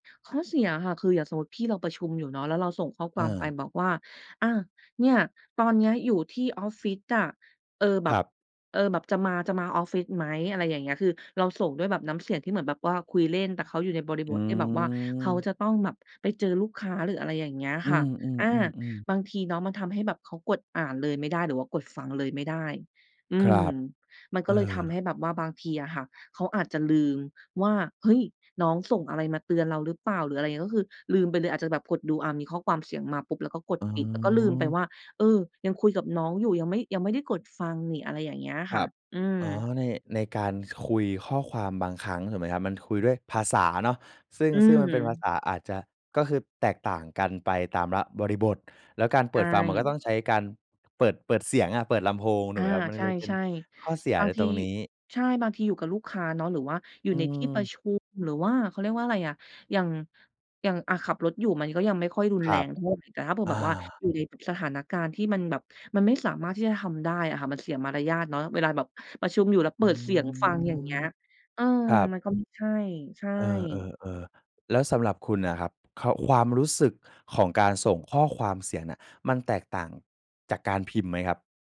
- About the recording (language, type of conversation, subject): Thai, podcast, คุณเคยส่งข้อความเสียงแทนการพิมพ์ไหม และเพราะอะไร?
- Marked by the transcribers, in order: drawn out: "อืม"